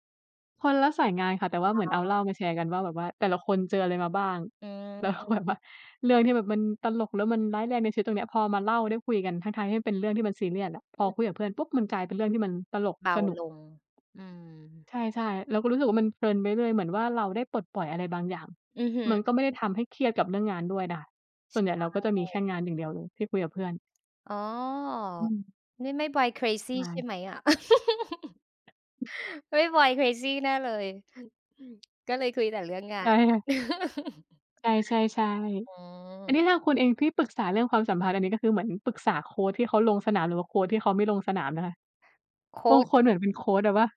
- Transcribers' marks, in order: laughing while speaking: "แล้วแบบว่า"; in English: "บอยเครซี"; giggle; other background noise; in English: "บอยเครซี"; laughing while speaking: "ใช่ค่ะ"; chuckle; "โคช" said as "โคด"; "โคช" said as "โคด"; "โคช" said as "โคด"
- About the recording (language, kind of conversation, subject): Thai, unstructured, เพื่อนที่ดีที่สุดของคุณเป็นคนแบบไหน?